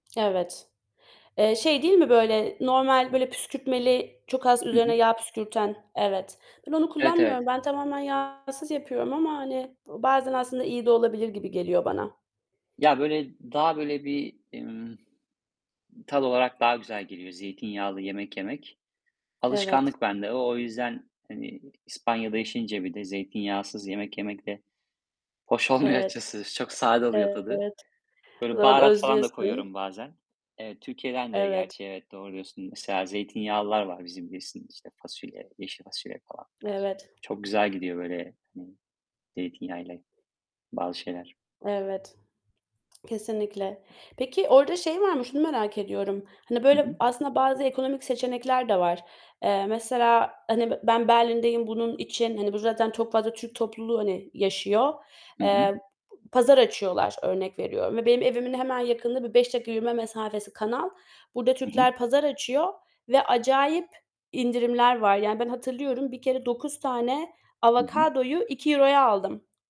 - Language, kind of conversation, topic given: Turkish, unstructured, Sence evde yemek yapmak, dışarıda yemekten daha mı ekonomik?
- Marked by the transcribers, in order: other background noise; distorted speech; tapping; laughing while speaking: "hoş olmuyor açıkçası"